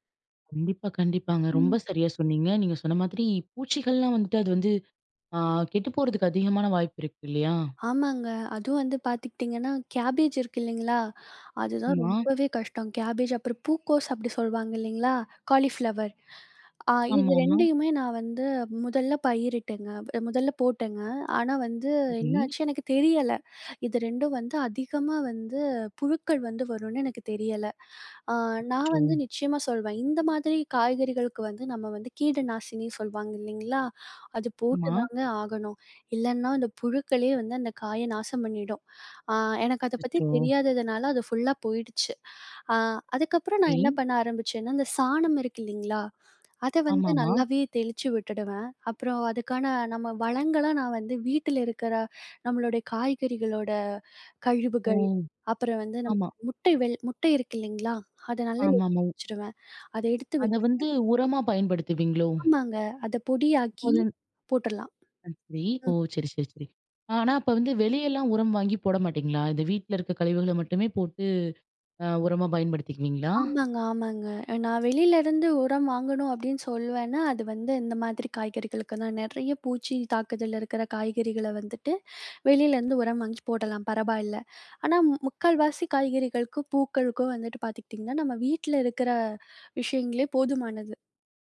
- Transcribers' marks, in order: in English: "கேபேஜ்"; in English: "கேபேஜ்"; unintelligible speech
- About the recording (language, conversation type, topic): Tamil, podcast, ஒரு பொழுதுபோக்கிற்கு தினமும் சிறிது நேரம் ஒதுக்குவது எப்படி?